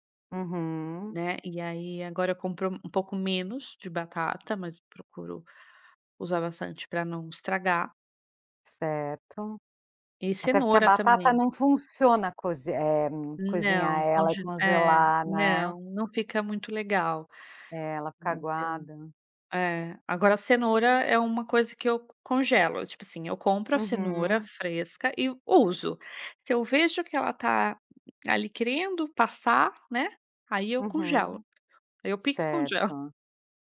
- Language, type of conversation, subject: Portuguese, podcast, Como evitar o desperdício na cozinha do dia a dia?
- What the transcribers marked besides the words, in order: none